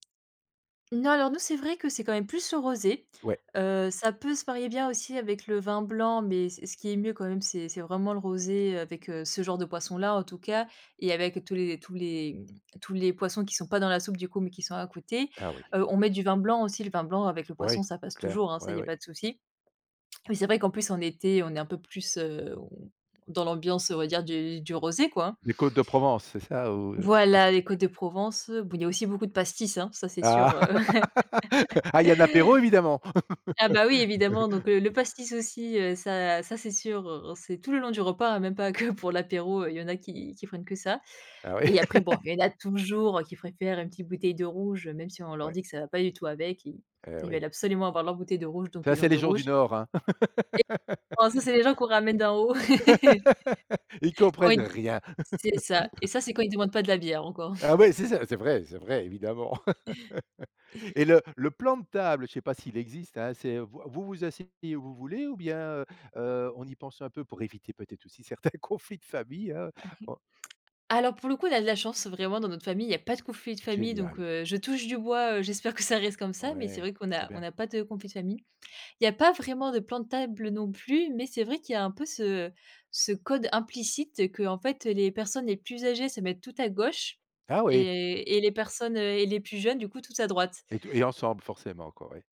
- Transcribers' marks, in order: tapping; unintelligible speech; laugh; laugh; laugh; laugh; chuckle; stressed: "rien"; chuckle; laugh; other background noise; laughing while speaking: "certains conflits"
- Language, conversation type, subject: French, podcast, Peux-tu me parler d’un plat familial qui réunit plusieurs générations ?
- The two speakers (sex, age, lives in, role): female, 25-29, France, guest; male, 65-69, Belgium, host